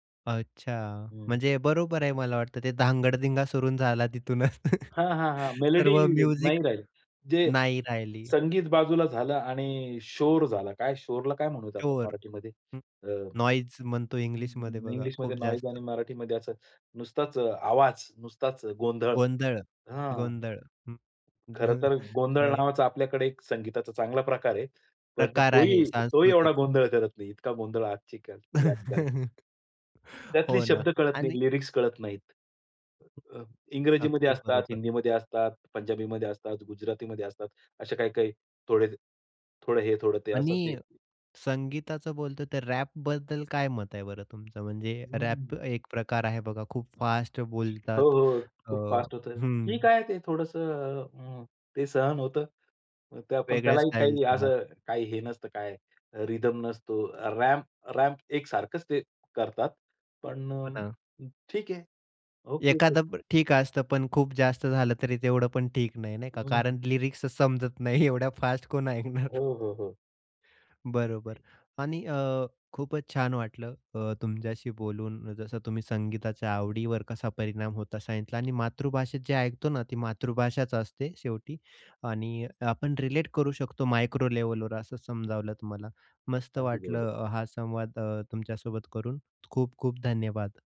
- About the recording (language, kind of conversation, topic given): Marathi, podcast, भाषेचा तुमच्या संगीताच्या आवडीवर काय परिणाम होतो?
- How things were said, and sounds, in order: laughing while speaking: "तिथूनच"; in English: "मेलडी"; tapping; in English: "म्युझिक"; unintelligible speech; chuckle; chuckle; in English: "लिरिक्स"; other background noise; in English: "रिदम"; in English: "रॅम्प रॅम्प"; in English: "लिरिक्स"; laughing while speaking: "समजत नाही, एवढ्या फास्ट कोण ऐकणार?"; in English: "मायक्रो लेव्हलवर"